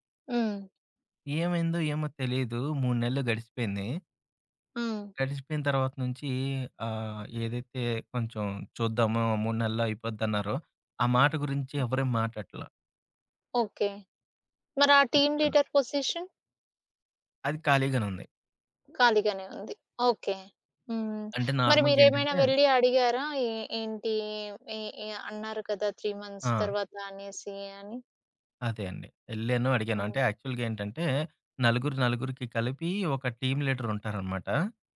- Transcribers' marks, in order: in English: "టీమ్ లీడర్ పొసీషన్?"; other background noise; in English: "నార్మల్‌గా"; tapping; in English: "త్రీ మంత్స్"; in English: "యాక్చువల్‌గా"; in English: "టీమ్"
- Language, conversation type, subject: Telugu, podcast, నిరాశను ఆశగా ఎలా మార్చుకోవచ్చు?